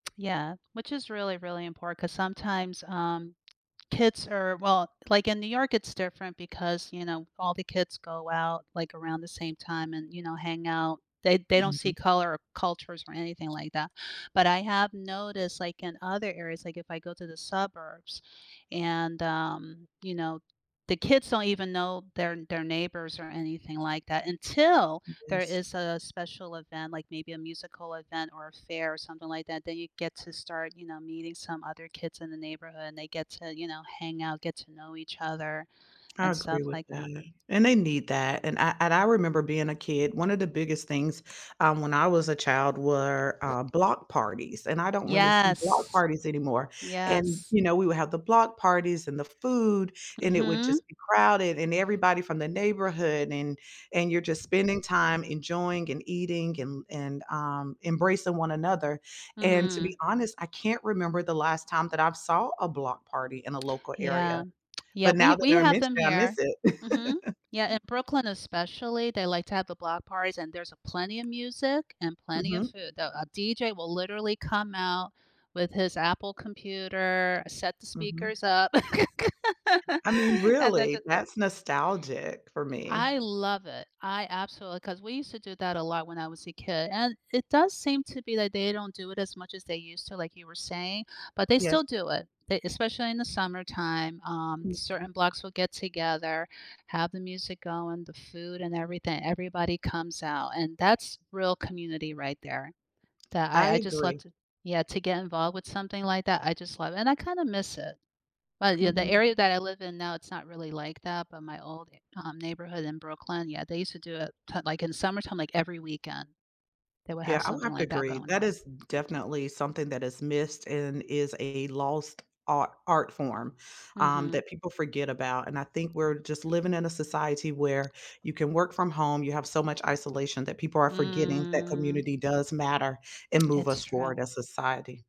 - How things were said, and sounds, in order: tapping; stressed: "until"; other background noise; laugh; laugh; laughing while speaking: "and then, ju"
- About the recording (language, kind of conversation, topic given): English, unstructured, How do local music events bring people together and build a sense of community?
- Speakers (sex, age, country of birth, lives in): female, 50-54, United States, United States; female, 50-54, United States, United States